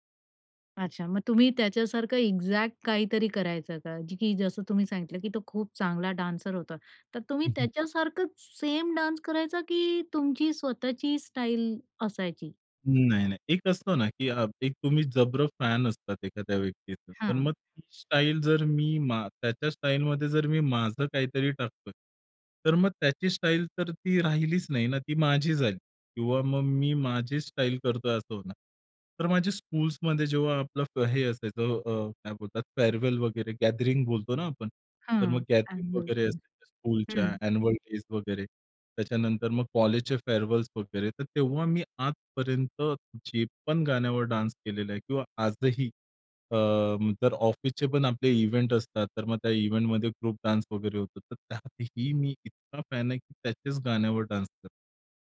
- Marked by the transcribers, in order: in English: "एक्झॅक्ट"; in English: "डान्सर"; in English: "डान्स"; in English: "स्कूल्समध्ये"; in English: "फेअरवेल"; in English: "ॲन्युअल डेज"; in English: "स्कूलच्या अँन्यूअल डेज"; in English: "फेअरवेल्स"; in English: "डान्स"; in English: "इव्हेंट"; in English: "इव्हेंटमध्ये ग्रुप डान्स"; in English: "फॅन"; in English: "डान्स"
- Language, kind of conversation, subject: Marathi, podcast, आवडत्या कलाकारांचा तुमच्यावर कोणता प्रभाव पडला आहे?